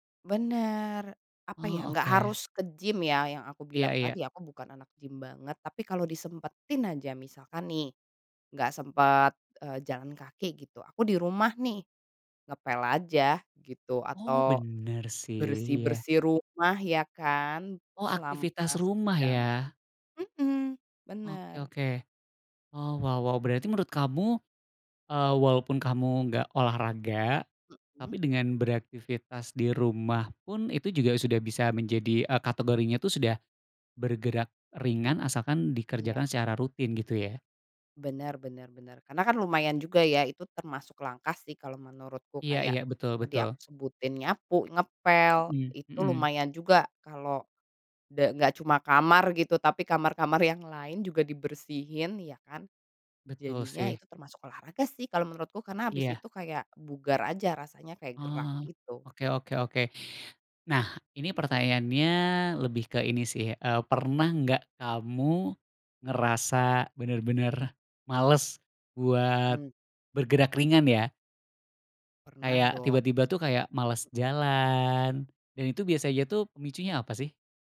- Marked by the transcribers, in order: laughing while speaking: "kamar-kamar"; tapping
- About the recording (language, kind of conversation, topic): Indonesian, podcast, Bagaimana kamu tetap aktif tanpa olahraga berat?